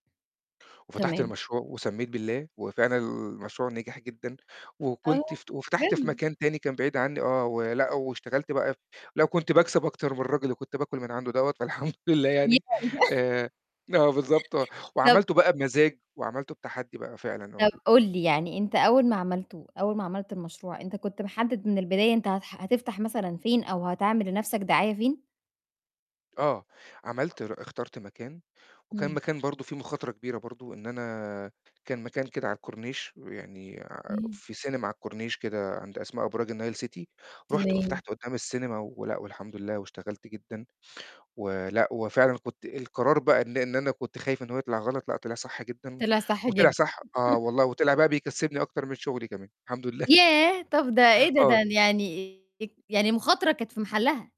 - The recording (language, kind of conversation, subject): Arabic, podcast, احكيلي عن مرة قررت تاخد مخاطرة وطلع قرارك صح؟
- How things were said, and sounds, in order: distorted speech; laughing while speaking: "فالحمد لله يعني"; unintelligible speech; laugh; chuckle; chuckle; tapping